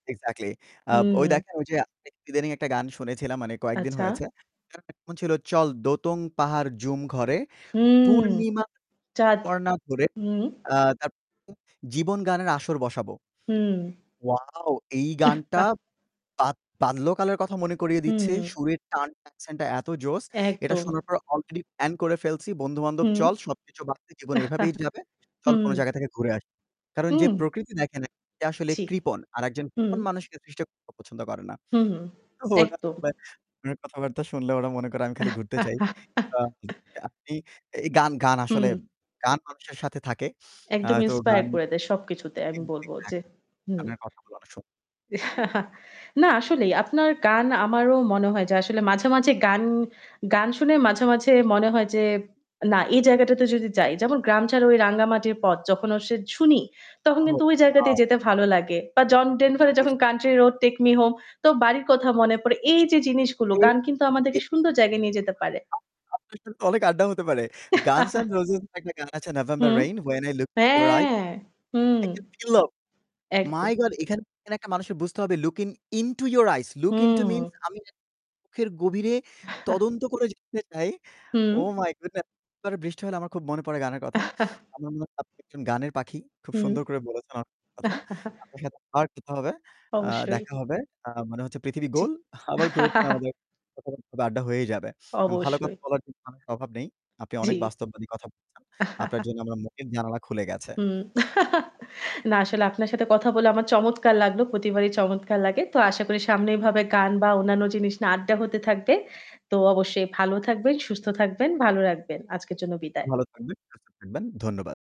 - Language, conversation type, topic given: Bengali, unstructured, আপনার প্রিয় গানের কথা বদলে গেলে তা আপনাকে কেন বিরক্ত করে?
- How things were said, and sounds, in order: static; distorted speech; drawn out: "উম"; chuckle; chuckle; unintelligible speech; chuckle; unintelligible speech; unintelligible speech; chuckle; "আসলে" said as "আউসে"; unintelligible speech; chuckle; drawn out: "হ্যাঁ"; unintelligible speech; chuckle; unintelligible speech; chuckle; chuckle; laugh; chuckle; laugh